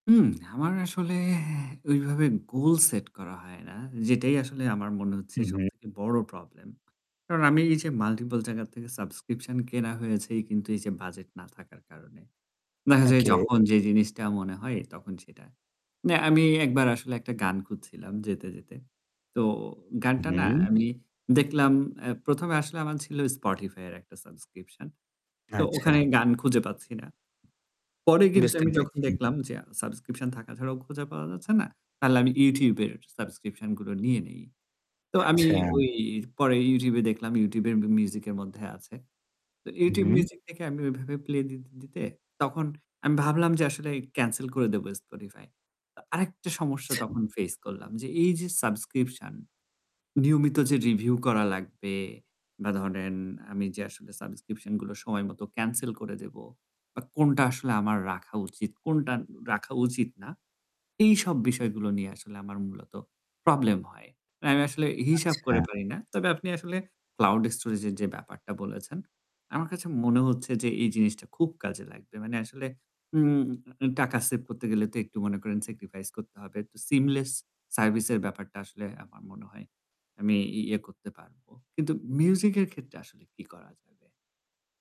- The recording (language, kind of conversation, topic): Bengali, advice, আমি কীভাবে ডিজিটাল সাবস্ক্রিপশন ও ফাইল কমিয়ে আমার দৈনন্দিন জীবনকে আরও সহজ করতে পারি?
- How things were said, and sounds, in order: static; distorted speech